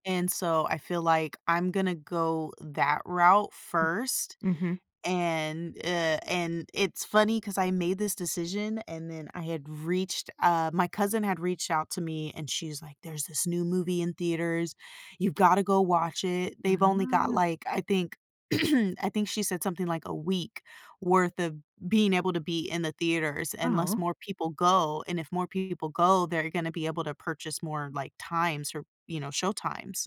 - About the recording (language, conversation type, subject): English, advice, How can I prepare for a major life change?
- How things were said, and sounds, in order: drawn out: "Uh-huh"; throat clearing